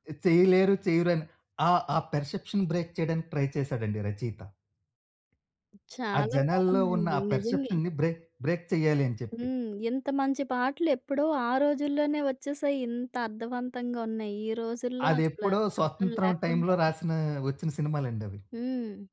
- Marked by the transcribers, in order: in English: "పర్సెప్షన్ బ్రేక్"; in English: "ట్రై"; tapping; in English: "పర్సెప్షన్‌ని బ్రేక్, బ్రేక్"; other background noise
- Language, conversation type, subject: Telugu, podcast, ముందు మీకు ఏ పాటలు ఎక్కువగా ఇష్టంగా ఉండేవి, ఇప్పుడు మీరు ఏ పాటలను ఎక్కువగా ఇష్టపడుతున్నారు?